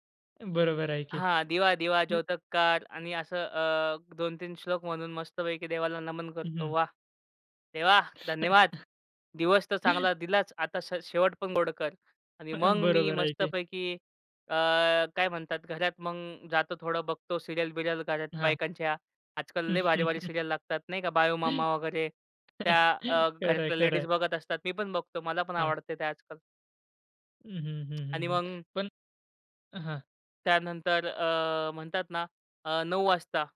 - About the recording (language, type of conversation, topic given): Marathi, podcast, झोपण्यापूर्वी तुमची छोटीशी दिनचर्या काय असते?
- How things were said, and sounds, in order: tapping; other background noise; chuckle; other noise; in English: "सीरियल"; in English: "सीरियल"; chuckle